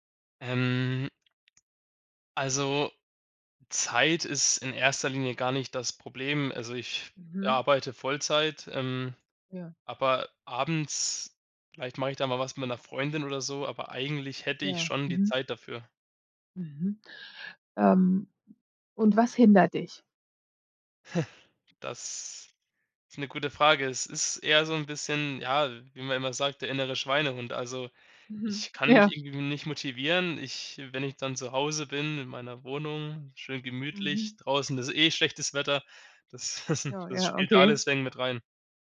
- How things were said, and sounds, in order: chuckle; laughing while speaking: "das"; chuckle; unintelligible speech
- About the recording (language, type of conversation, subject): German, advice, Warum fehlt mir die Motivation, regelmäßig Sport zu treiben?